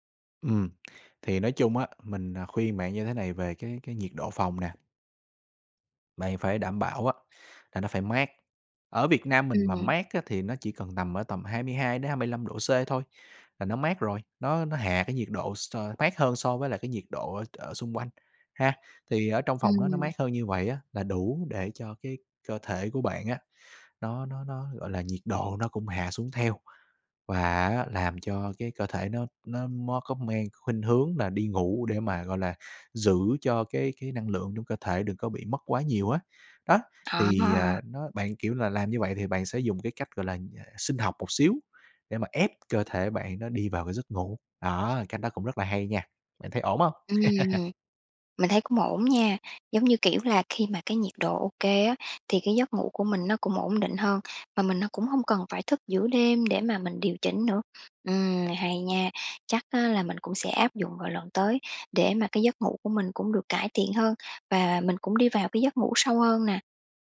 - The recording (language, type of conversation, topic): Vietnamese, advice, Vì sao tôi thức giấc nhiều lần giữa đêm và sáng hôm sau lại kiệt sức?
- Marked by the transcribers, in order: tapping; other background noise; laugh